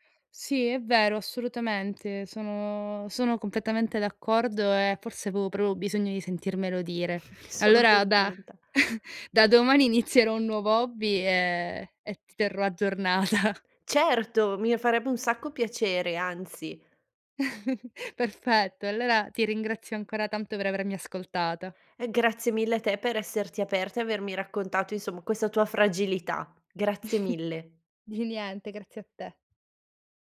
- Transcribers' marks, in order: "proprio" said as "pro"; snort; sniff; chuckle; laughing while speaking: "aggiornata"; chuckle; snort
- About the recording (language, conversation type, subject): Italian, advice, Come posso smettere di misurare il mio valore solo in base ai risultati, soprattutto quando ricevo critiche?